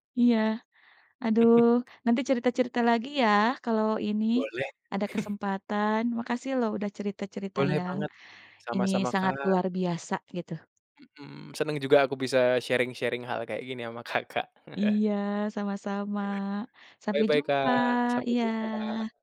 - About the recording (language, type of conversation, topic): Indonesian, podcast, Ceritakan makanan rumahan yang selalu bikin kamu nyaman, kenapa begitu?
- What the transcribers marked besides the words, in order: chuckle; chuckle; in English: "sharing-sharing"; laughing while speaking: "Kakak"; chuckle; in English: "Bye-bye"